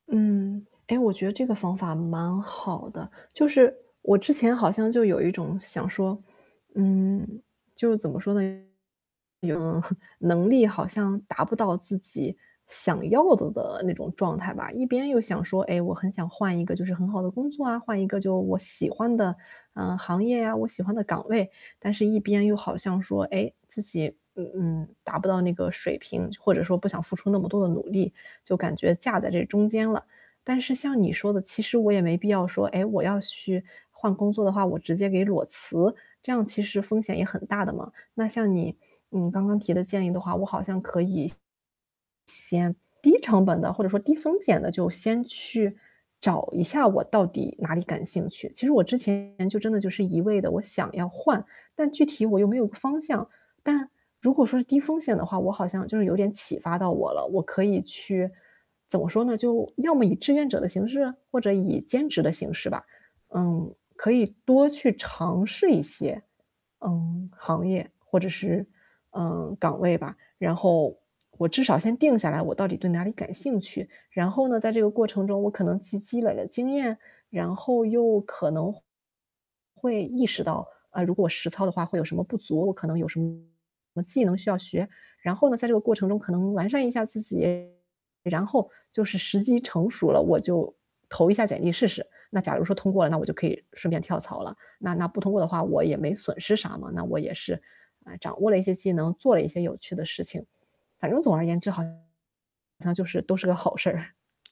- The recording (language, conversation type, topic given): Chinese, advice, 你是否经常在没有明显原因的情况下感到焦虑，难以放松？
- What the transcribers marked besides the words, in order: static; distorted speech; chuckle; other background noise